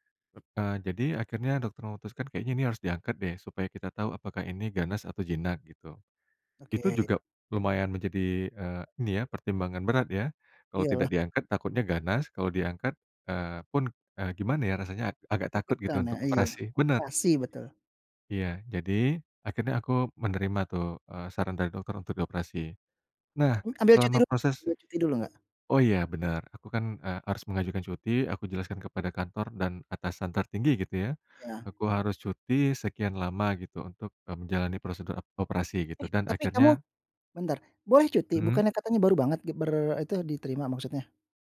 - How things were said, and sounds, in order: none
- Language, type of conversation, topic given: Indonesian, podcast, Bisa ceritakan tentang orang yang pernah menolong kamu saat sakit atau kecelakaan?